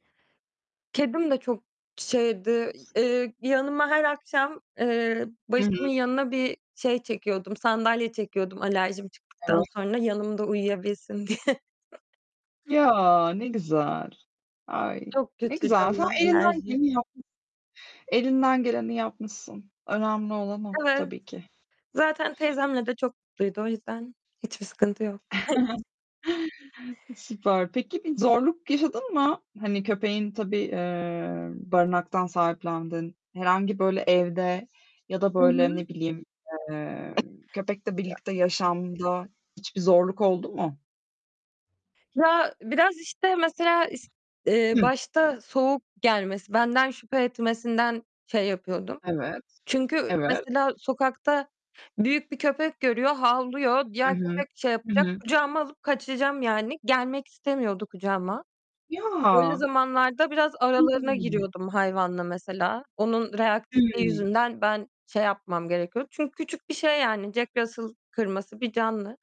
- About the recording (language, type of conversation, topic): Turkish, unstructured, Bir hayvanın hayatımıza kattığı en güzel şey nedir?
- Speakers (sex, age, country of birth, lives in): female, 25-29, Turkey, Netherlands; female, 30-34, Turkey, Mexico
- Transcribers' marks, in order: tapping; other background noise; distorted speech; laughing while speaking: "diye"; static; chuckle; unintelligible speech